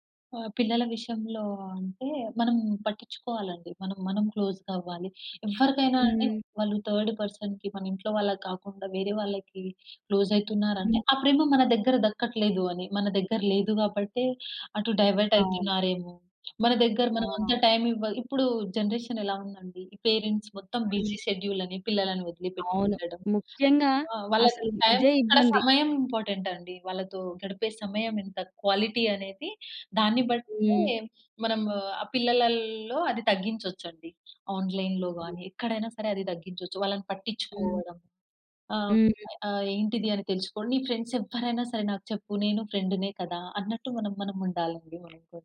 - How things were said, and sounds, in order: in English: "క్లోస్‌గా"; in English: "థర్డ్ పర్సన్‌కి"; in English: "క్లోజ్"; in English: "డైవర్ట్"; in English: "టైమ్"; in English: "జనరేషన్"; in English: "పేరెంట్స్"; in English: "బిజీ షెడ్యూల్"; in English: "టైమ్"; in English: "ఇంపార్టెంట్"; in English: "క్వాలిటీ"; in English: "ఆన్‌లైన్‌లో"; in English: "ఫ్రెండ్స్"; in English: "ఫ్రెండ్‌నే"; other background noise
- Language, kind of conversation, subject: Telugu, podcast, చిన్న చిన్న సంభాషణలు ఎంతవరకు సంబంధాలను బలోపేతం చేస్తాయి?